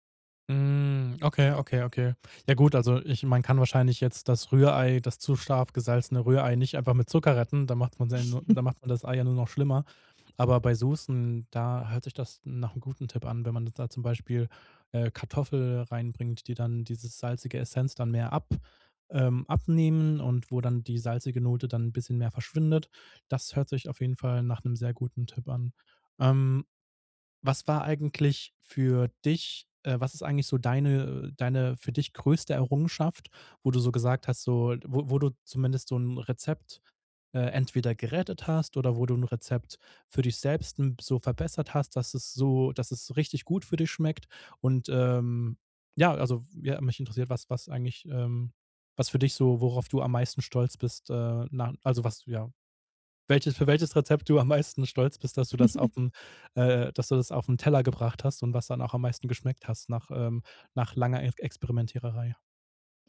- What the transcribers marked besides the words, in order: chuckle; other background noise; laughing while speaking: "am meisten"; chuckle; "Experimentieren" said as "Experimentiererei"
- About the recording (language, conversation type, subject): German, podcast, Wie würzt du, ohne nach Rezept zu kochen?
- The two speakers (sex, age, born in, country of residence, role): female, 20-24, Germany, Germany, guest; male, 30-34, Germany, Germany, host